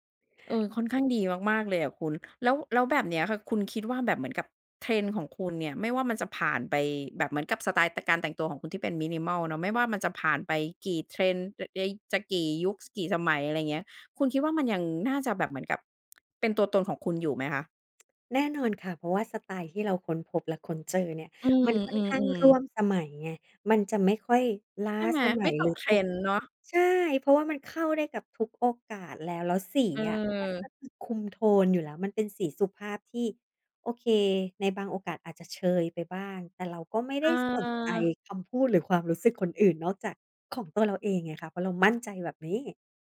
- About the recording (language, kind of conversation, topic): Thai, podcast, คุณคิดว่าเราควรแต่งตัวตามกระแสแฟชั่นหรือยึดสไตล์ของตัวเองมากกว่ากัน?
- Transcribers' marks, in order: stressed: "มั่นใจ"